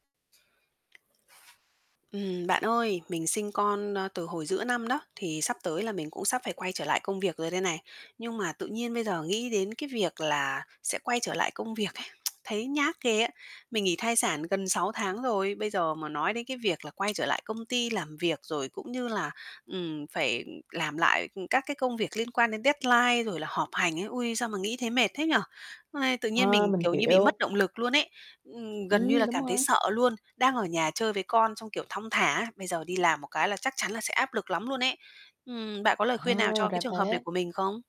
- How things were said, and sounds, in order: tapping; distorted speech; tsk; in English: "deadline"
- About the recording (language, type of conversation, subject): Vietnamese, advice, Làm thế nào để vượt qua nỗi sợ khi phải quay lại công việc sau một kỳ nghỉ dài?